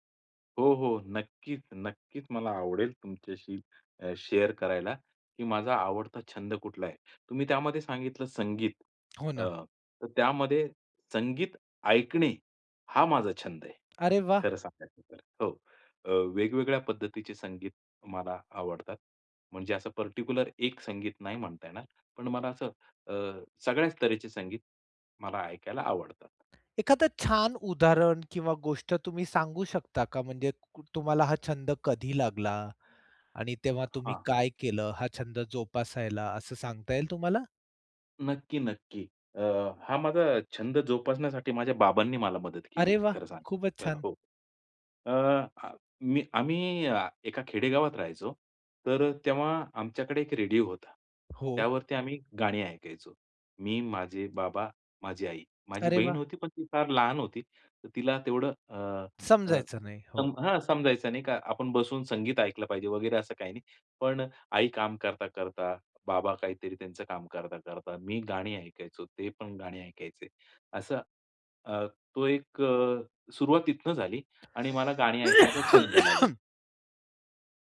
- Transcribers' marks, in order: in English: "शेअर"; tapping; other background noise; cough
- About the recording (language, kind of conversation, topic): Marathi, podcast, तणावात तुम्हाला कोणता छंद मदत करतो?